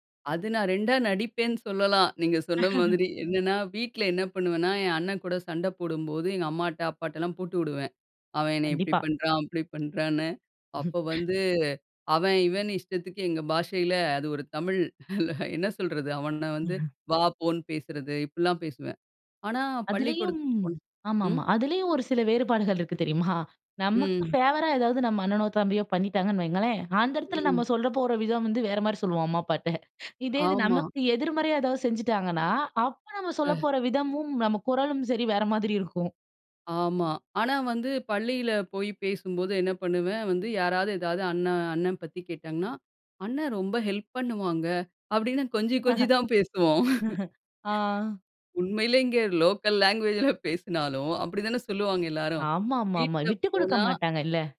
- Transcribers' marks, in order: laughing while speaking: "சொல்லலாம். நீங்க சொன்ன மாதிரி"; laugh; laugh; other background noise; unintelligible speech; laugh; laughing while speaking: "தெரியுமா?"; in English: "ஃபேவரா"; laughing while speaking: "அம்மா அப்பாட்ட"; laughing while speaking: "மாதிரி இருக்கும்"; laugh; laugh; laughing while speaking: "லாங்குவேஜ்ல"; in English: "லாங்குவேஜ்ல"
- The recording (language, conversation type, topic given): Tamil, podcast, உங்கள் மொழி உங்களை எப்படி வரையறுக்கிறது?